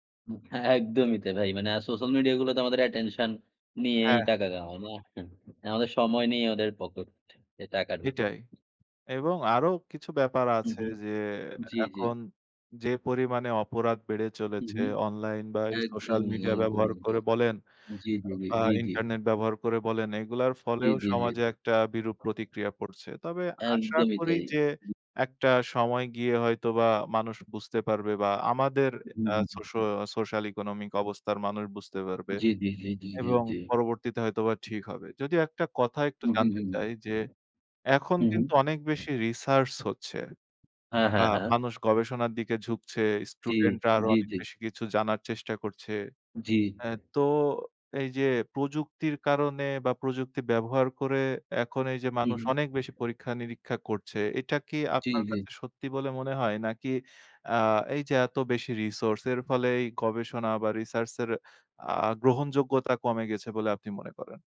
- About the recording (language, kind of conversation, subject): Bengali, unstructured, আপনার কি মনে হয় প্রযুক্তি আমাদের জীবনের জন্য ভালো, না খারাপ?
- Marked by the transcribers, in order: in English: "attention"; chuckle; in English: "social economic"; in English: "রিসারস"; "research" said as "রিসারস"; tapping; other noise; in English: "resource"; in English: "research"